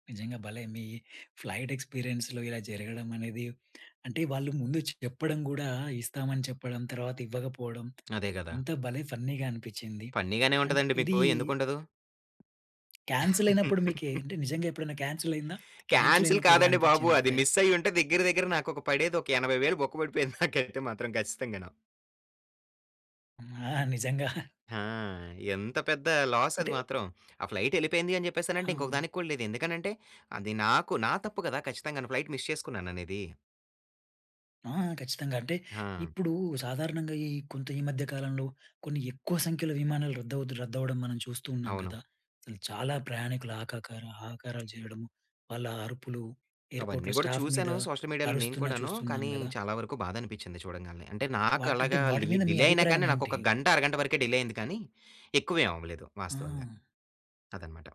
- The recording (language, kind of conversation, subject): Telugu, podcast, ఒకసారి మీ విమానం తప్పిపోయినప్పుడు మీరు ఆ పరిస్థితిని ఎలా ఎదుర్కొన్నారు?
- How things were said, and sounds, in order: in English: "ఫ్లైట్ ఎక్స్పీరియన్స్‌లో"; in English: "ఫన్నీగా"; in English: "ఫన్నీ‌గానే"; in English: "అండ్"; tapping; in English: "క్యాన్సిల్"; chuckle; in English: "క్యాన్సిల్"; in English: "క్యాన్సిల్"; laughing while speaking: "క్యాన్సిల్ కాదండి బాబు. అది మిస్ … నాకైతే మాత్రం ఖచ్చితంగాను"; in English: "క్యాన్సిల్"; in English: "ఫైల్?"; in English: "మిస్"; laughing while speaking: "ఆ! నిజంగా"; in English: "లాస్"; in English: "ఫ్లైట్"; in English: "ఫ్లైట్ మిస్"; in English: "ఎయిర్‌పోర్ట్‌లో స్టాఫ్"; in English: "సోషల్ మీడియాలో"; in English: "డిలే"; in English: "డిలే"